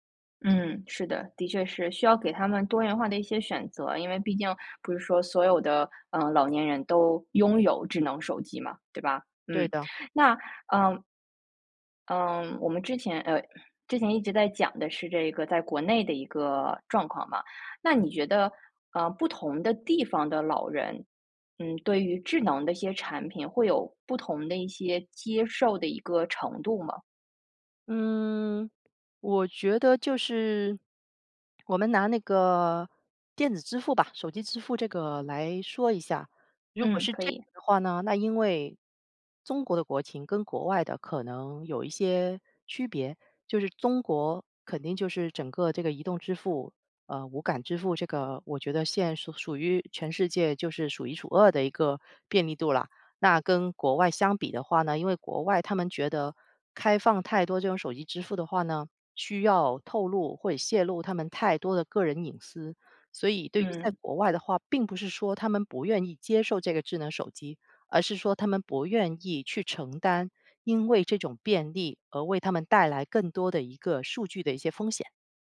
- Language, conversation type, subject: Chinese, podcast, 你会怎么教父母用智能手机，避免麻烦？
- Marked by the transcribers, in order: none